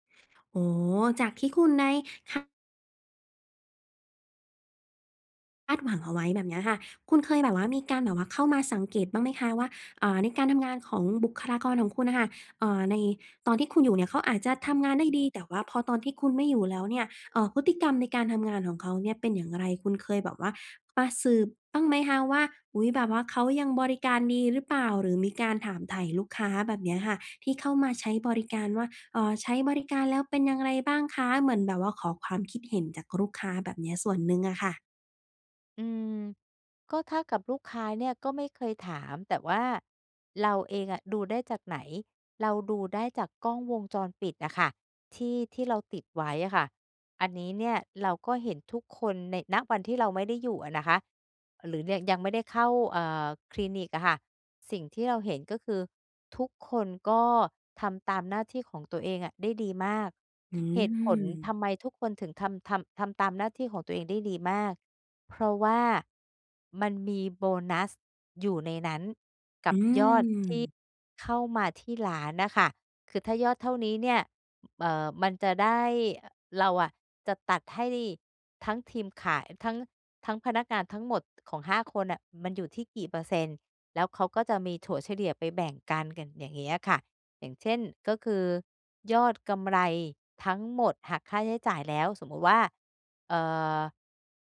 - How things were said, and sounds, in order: other background noise
- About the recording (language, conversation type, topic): Thai, advice, สร้างทีมที่เหมาะสมสำหรับสตาร์ทอัพได้อย่างไร?